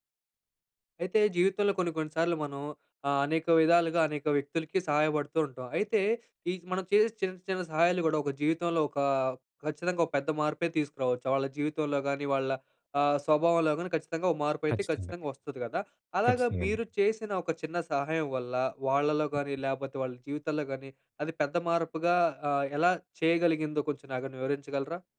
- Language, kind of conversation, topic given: Telugu, podcast, ఒక చిన్న సహాయం పెద్ద మార్పు తేవగలదా?
- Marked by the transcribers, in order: other background noise